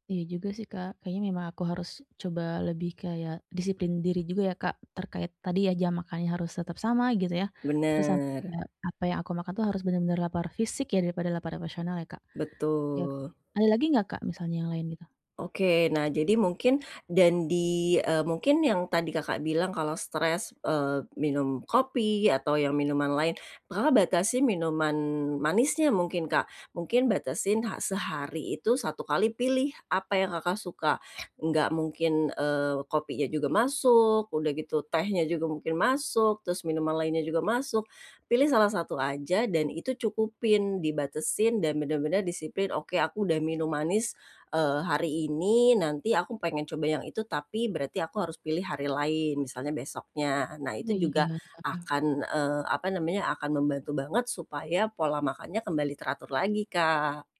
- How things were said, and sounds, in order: other background noise
- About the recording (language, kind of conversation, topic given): Indonesian, advice, Bagaimana saya bisa menata pola makan untuk mengurangi kecemasan?